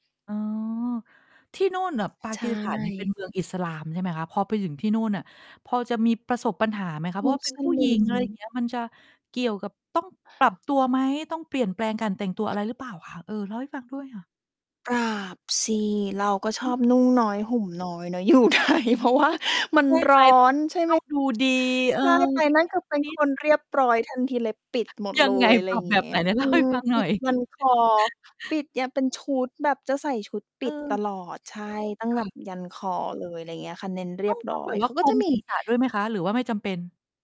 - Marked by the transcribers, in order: distorted speech; static; mechanical hum; other background noise; laughing while speaking: "ไทย เพราะ"; laughing while speaking: "ยังไง"; chuckle; tapping
- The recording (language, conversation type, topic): Thai, podcast, คุณช่วยเล่าประสบการณ์การผจญภัยที่ทำให้มุมมองของคุณเปลี่ยนไปได้ไหม?